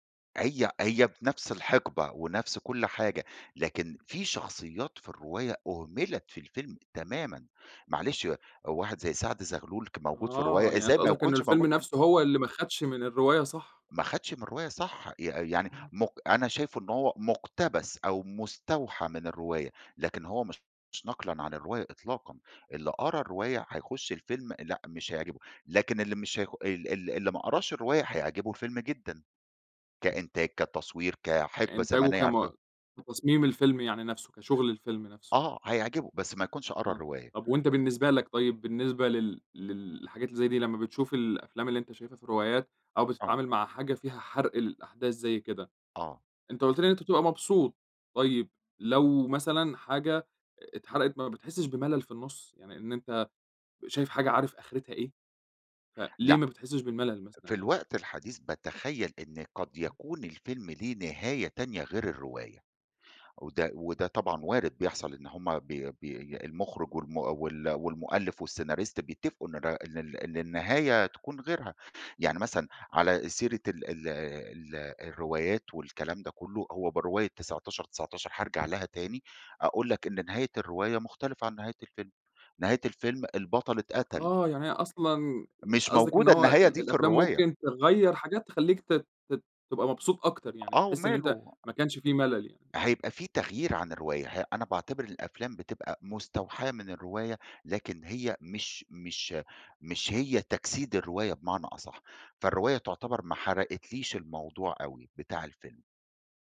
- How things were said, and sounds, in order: unintelligible speech; other background noise
- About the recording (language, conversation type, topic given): Arabic, podcast, إزاي بتتعامل مع حرق أحداث مسلسل بتحبه؟